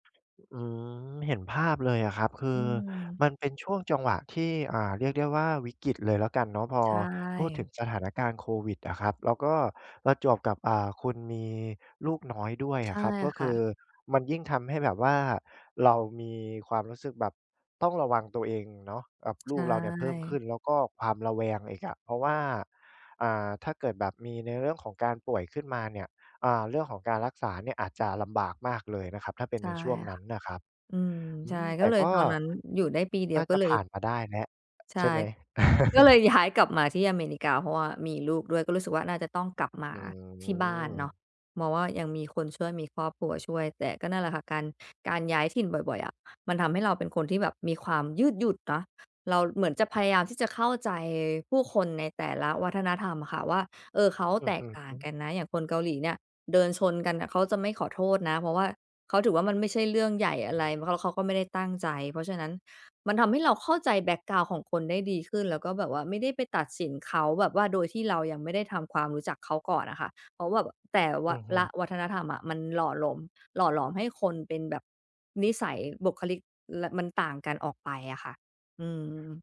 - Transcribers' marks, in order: other background noise; tapping; chuckle; drawn out: "อืม"
- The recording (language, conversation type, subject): Thai, podcast, ประสบการณ์การย้ายถิ่นของครอบครัวส่งผลกับคุณยังไงบ้าง?